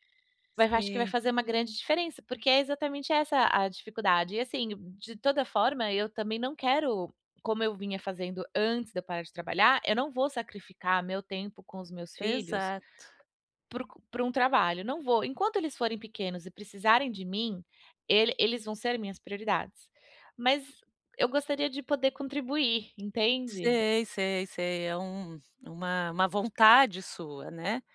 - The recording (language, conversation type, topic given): Portuguese, advice, Como posso equilibrar meu tempo, meu dinheiro e meu bem-estar sem sacrificar meu futuro?
- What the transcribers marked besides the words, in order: none